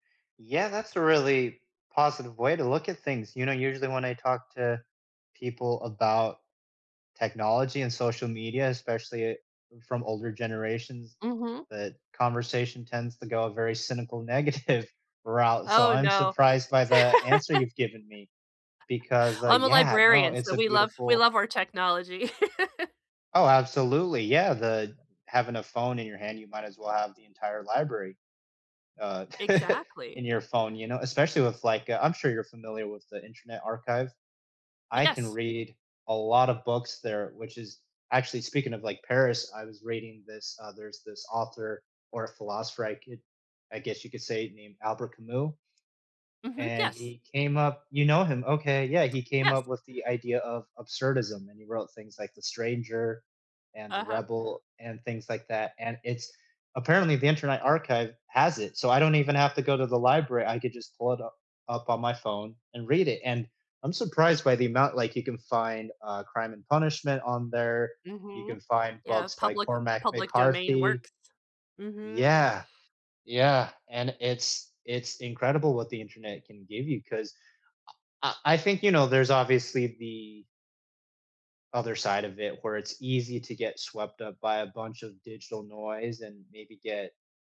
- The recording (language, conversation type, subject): English, unstructured, How has technology changed the way we live?
- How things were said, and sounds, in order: other background noise; laughing while speaking: "negative"; laugh; laugh; chuckle